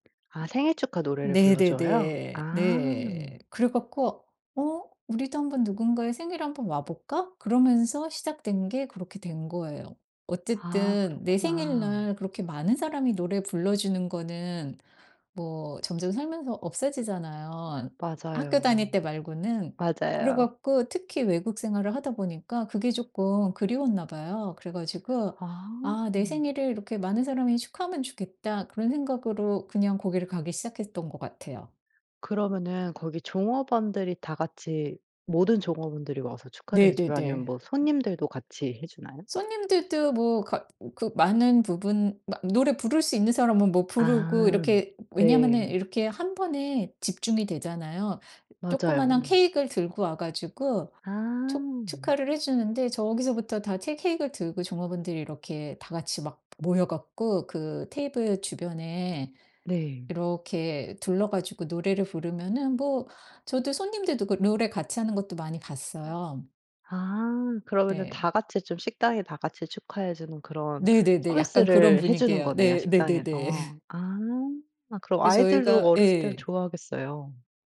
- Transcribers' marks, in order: tapping; "없어지잖아요" said as "없애지잖아요"; other background noise; laugh
- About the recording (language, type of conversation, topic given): Korean, podcast, 특별한 날에 꼭 챙겨 먹는 음식이 있나요?
- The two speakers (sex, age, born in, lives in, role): female, 35-39, United States, United States, host; female, 50-54, South Korea, United States, guest